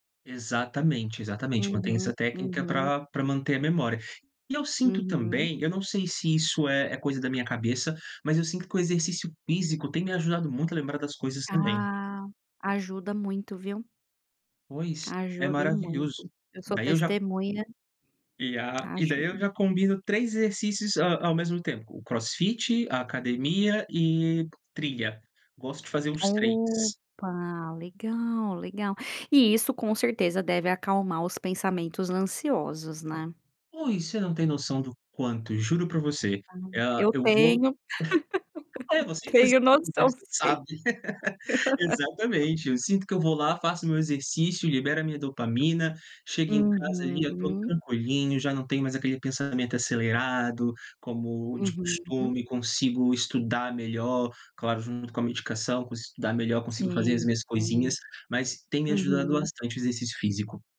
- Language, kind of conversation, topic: Portuguese, podcast, Quais hábitos te ajudam a crescer?
- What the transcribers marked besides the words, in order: tapping; chuckle; unintelligible speech; laugh; laughing while speaking: "tenho noção sim"; laugh